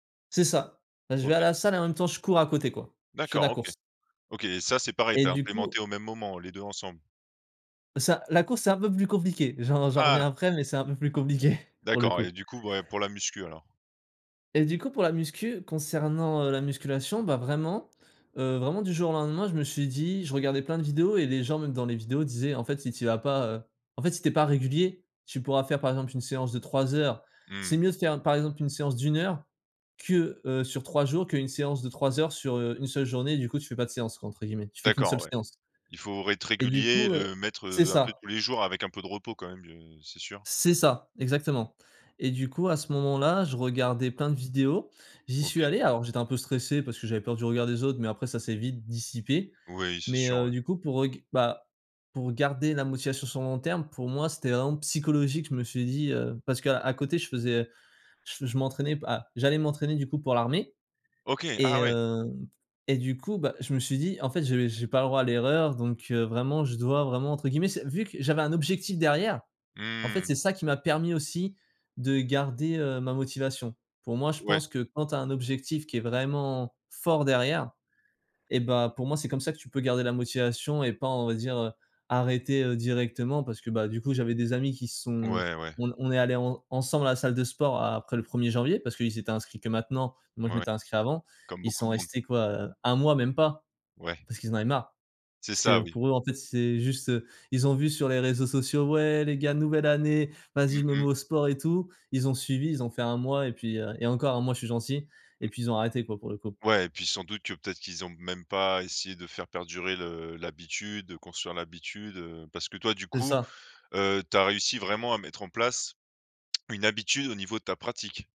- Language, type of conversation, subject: French, podcast, Comment gardes-tu ta motivation sur le long terme ?
- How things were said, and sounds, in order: chuckle; other background noise; put-on voice: "Ouais, les gars, nouvelle année … sport et tout"